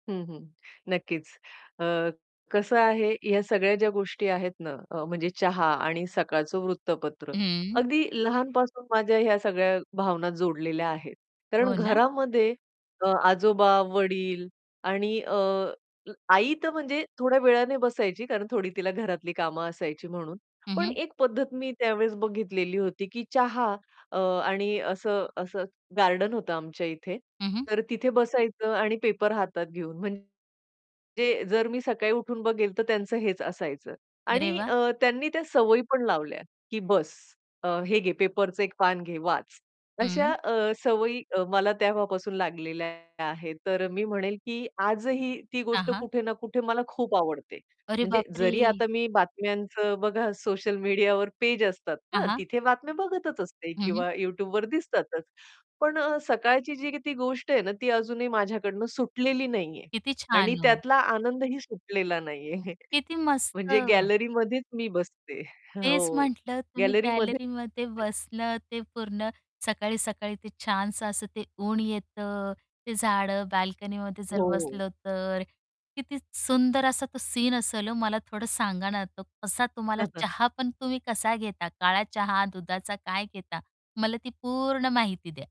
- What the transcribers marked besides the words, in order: other background noise; static; distorted speech; "अशा" said as "अश्या"; chuckle; tapping
- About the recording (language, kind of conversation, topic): Marathi, podcast, सकाळचा चहा आणि वाचन तुम्हाला का महत्त्वाचं वाटतं?